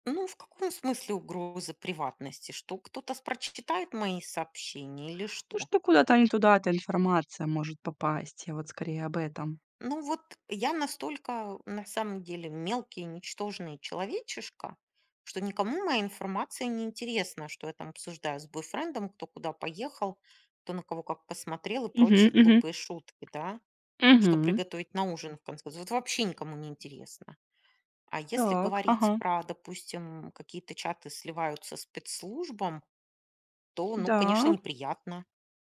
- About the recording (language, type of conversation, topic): Russian, podcast, Что важно учитывать при общении в интернете и в мессенджерах?
- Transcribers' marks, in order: tapping